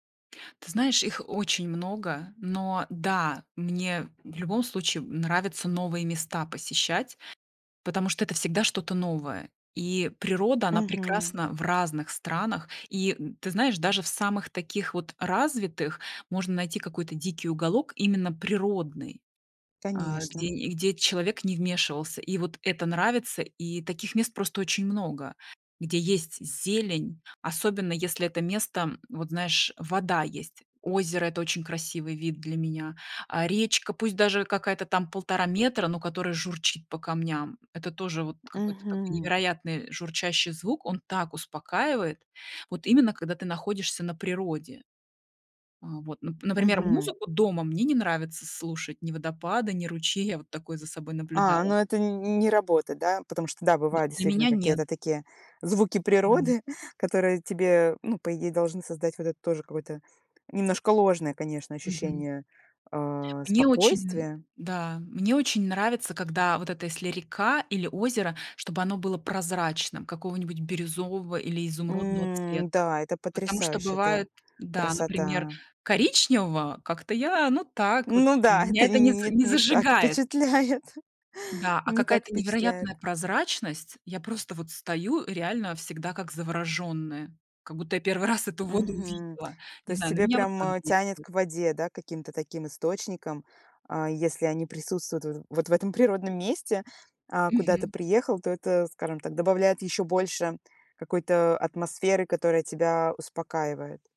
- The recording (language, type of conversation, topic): Russian, podcast, Какое природное место дарило вам особый покой?
- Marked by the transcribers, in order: other background noise; tapping; chuckle; laughing while speaking: "Ну да, это нь нет, не так впечатляет"; laughing while speaking: "вот в этом"